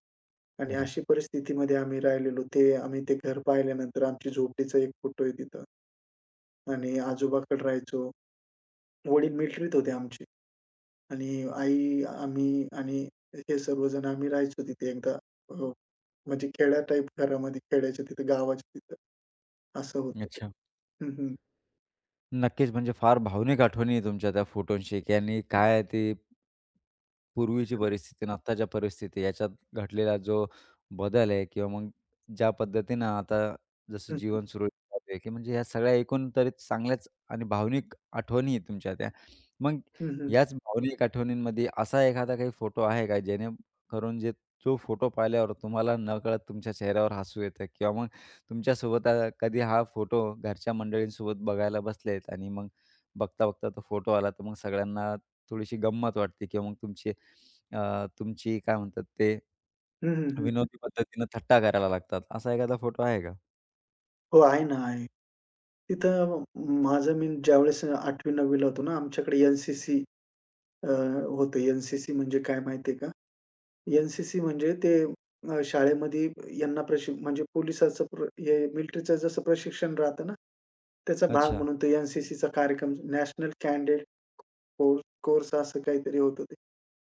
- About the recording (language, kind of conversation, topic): Marathi, podcast, तुमच्या कपाटात सर्वात महत्त्वाच्या वस्तू कोणत्या आहेत?
- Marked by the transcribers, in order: other background noise; tapping